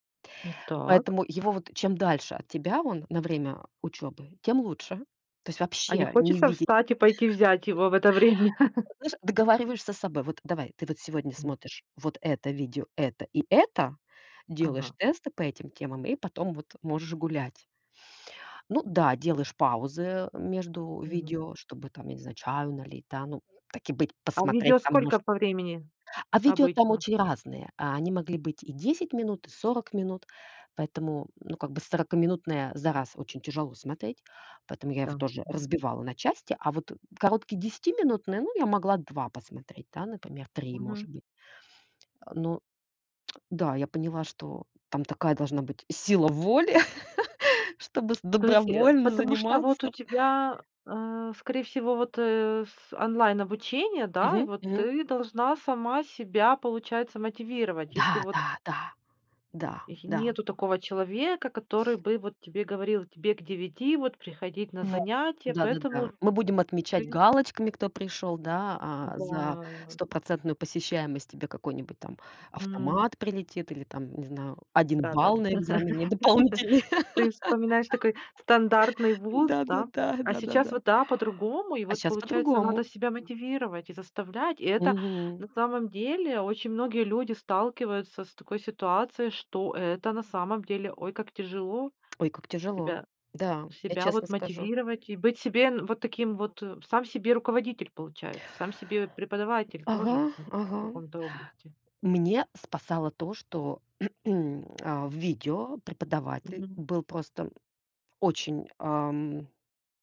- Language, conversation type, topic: Russian, podcast, Как справляться с прокрастинацией при учёбе?
- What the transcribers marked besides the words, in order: other background noise; chuckle; chuckle; other noise; tapping; chuckle; laugh; laugh; chuckle; alarm; throat clearing